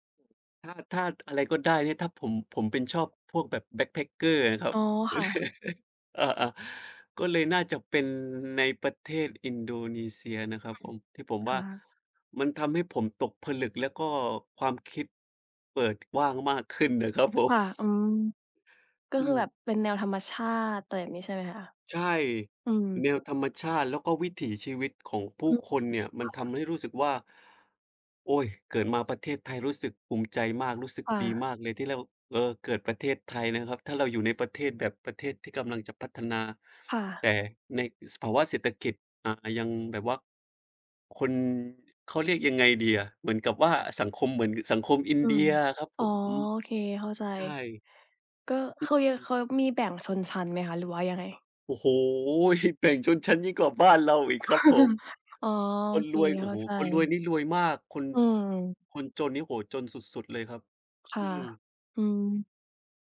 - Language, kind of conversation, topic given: Thai, unstructured, สถานที่ไหนที่ทำให้คุณรู้สึกทึ่งมากที่สุด?
- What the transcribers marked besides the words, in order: in English: "backpacker"; chuckle; laughing while speaking: "นะครับผม"; chuckle; laughing while speaking: "แบ่งชนชั้นยิ่งกว่าบ้านเราอีกครับผม"; laugh